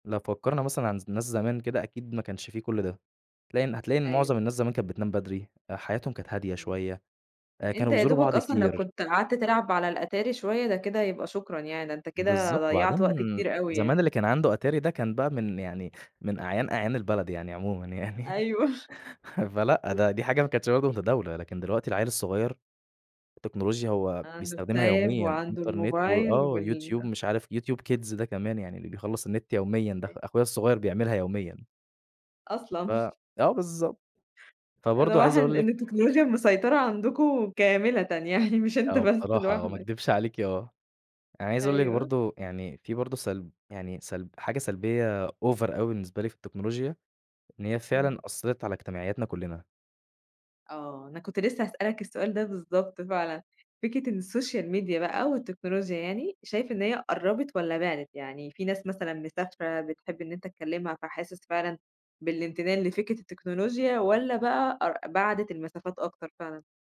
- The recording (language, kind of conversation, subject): Arabic, podcast, ازاي التكنولوجيا غيّرت روتينك اليومي؟
- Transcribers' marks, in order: laugh; in English: "الtab"; laugh; laughing while speaking: "ده واحض إن التكنولوجيا المسيطرة عندكم كاملةً يعني، مش أنت بس لوحدك"; "واضح" said as "واحض"; in English: "Over"; in English: "الSocial Media"